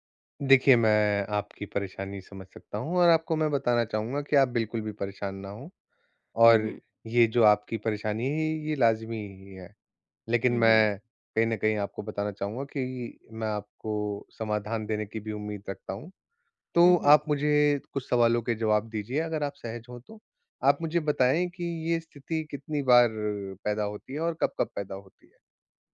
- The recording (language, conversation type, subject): Hindi, advice, ट्रैफिक या कतार में मुझे गुस्सा और हताशा होने के शुरुआती संकेत कब और कैसे समझ में आते हैं?
- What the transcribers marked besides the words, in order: none